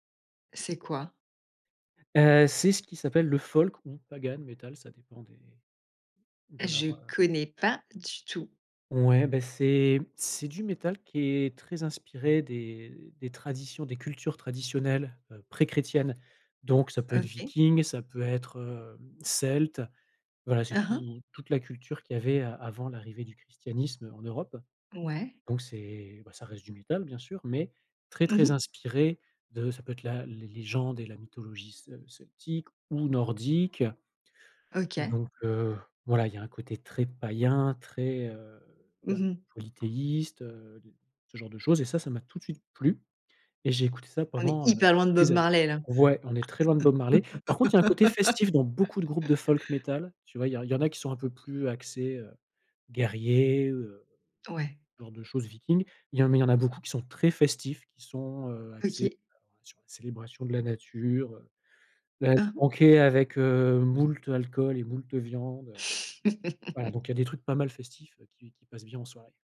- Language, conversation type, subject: French, podcast, Comment tes goûts ont-ils changé avec le temps ?
- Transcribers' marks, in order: laugh; unintelligible speech; laugh